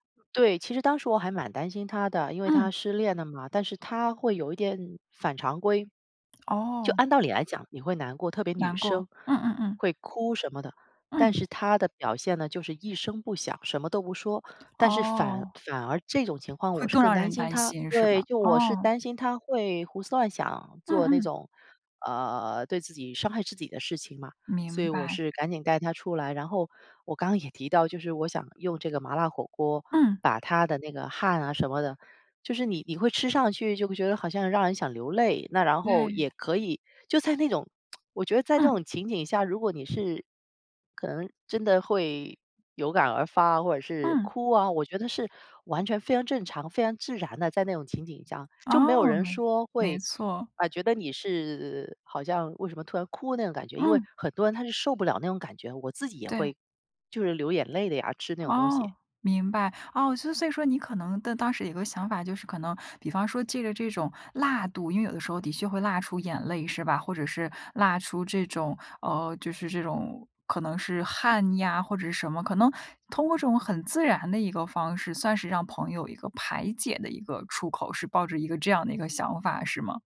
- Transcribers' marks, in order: other background noise; laughing while speaking: "刚刚也提到"; tsk; tapping
- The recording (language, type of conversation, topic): Chinese, podcast, 你会怎样用食物安慰心情低落的朋友？